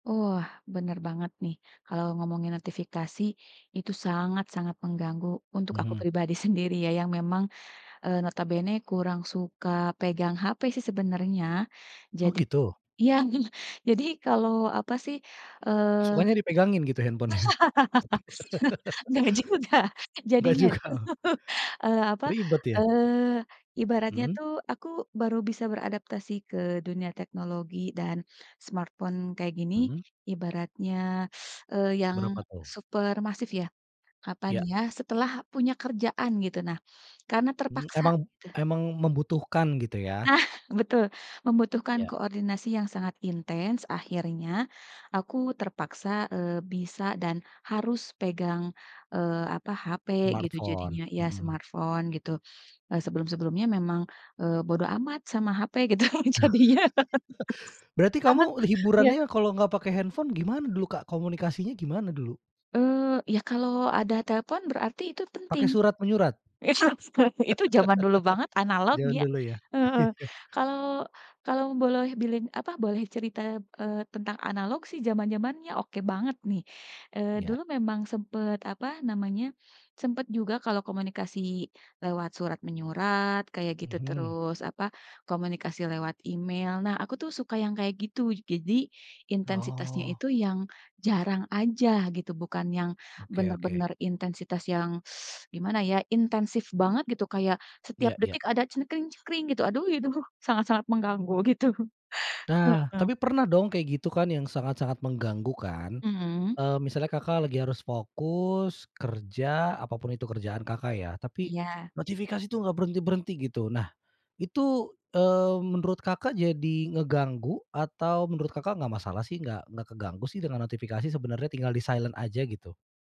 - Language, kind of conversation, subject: Indonesian, podcast, Apa pendapatmu tentang notifikasi yang terus-menerus mengganggu fokus?
- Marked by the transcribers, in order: laughing while speaking: "sendiri"; other background noise; chuckle; laugh; laughing while speaking: "Enggak juga"; laugh; laughing while speaking: "tuh"; laughing while speaking: "Enggak juga"; in English: "smartphone"; teeth sucking; in English: "super massive"; tapping; laughing while speaking: "Nah"; in English: "Smartphone"; in English: "smartphone"; laugh; laughing while speaking: "gitu jadinya. Sekarang"; laugh; laughing while speaking: "Itu, seka"; laugh; chuckle; "jadi" said as "gazi"; teeth sucking; other noise; laughing while speaking: "itu"; laughing while speaking: "gitu"; chuckle; in English: "silent"